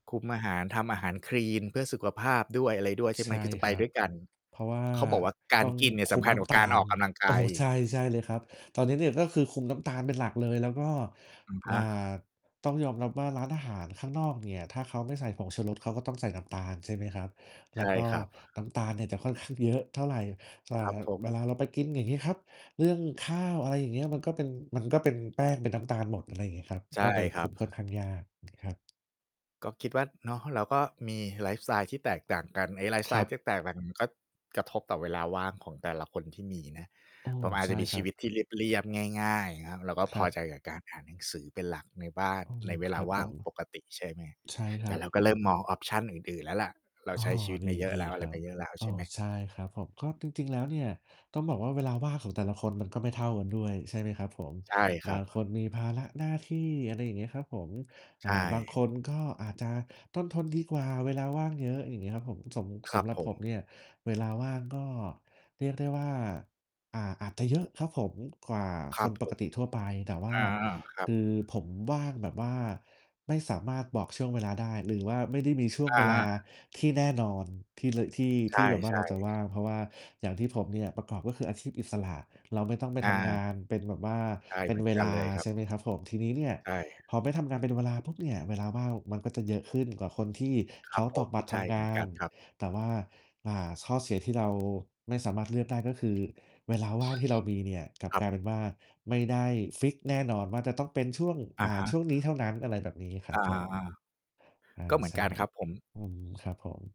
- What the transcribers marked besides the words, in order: distorted speech; tapping; other noise; mechanical hum; in English: "ออปชัน"; other background noise; alarm
- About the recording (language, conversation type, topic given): Thai, unstructured, เวลาว่างคุณชอบทำอะไรมากที่สุด?